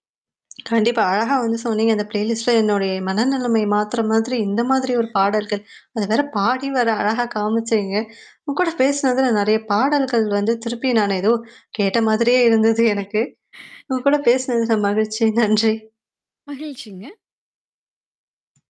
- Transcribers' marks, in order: tongue click; in English: "ப்ளேலிஸ்ட்ல"; other background noise; chuckle; laughing while speaking: "இருந்தது எனக்கு. உங்க கூட பேசினதுல மகிழ்ச்சி. நன்றி"; distorted speech; tapping
- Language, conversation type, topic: Tamil, podcast, ஒரு பாடல்பட்டியல் நம் மனநிலையை மாற்றும் என்று நீங்கள் நினைக்கிறீர்களா?